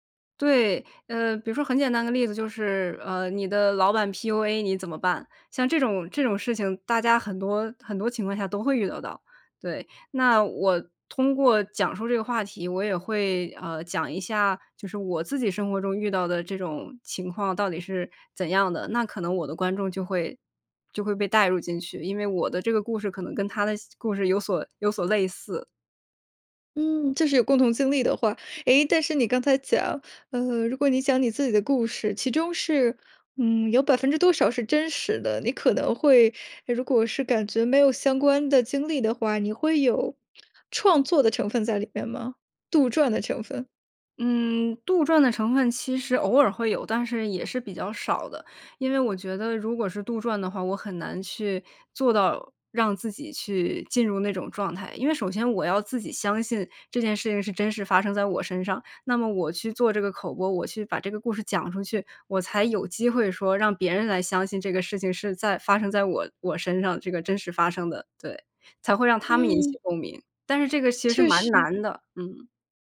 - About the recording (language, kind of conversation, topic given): Chinese, podcast, 你怎么让观众对作品产生共鸣?
- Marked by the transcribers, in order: none